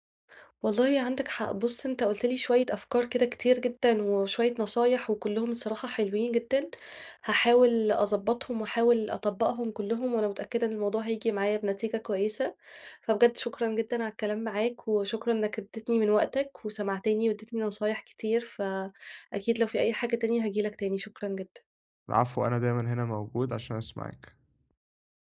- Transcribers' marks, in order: none
- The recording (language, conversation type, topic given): Arabic, advice, إزاي أعمل روتين بليل ثابت ومريح يساعدني أنام بسهولة؟